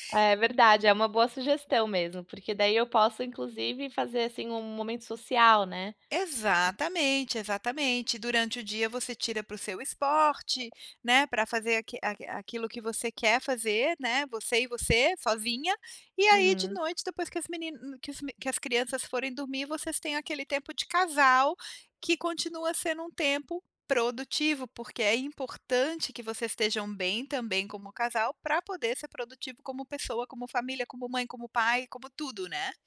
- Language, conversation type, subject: Portuguese, advice, Por que me sinto culpado ao tirar um tempo para lazer?
- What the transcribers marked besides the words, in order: tapping